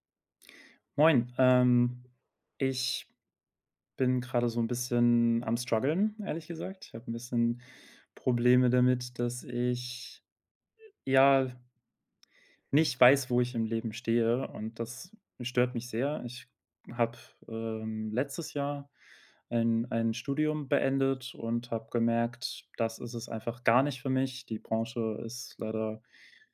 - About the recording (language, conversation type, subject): German, advice, Berufung und Sinn im Leben finden
- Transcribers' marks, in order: in English: "Strguggeln"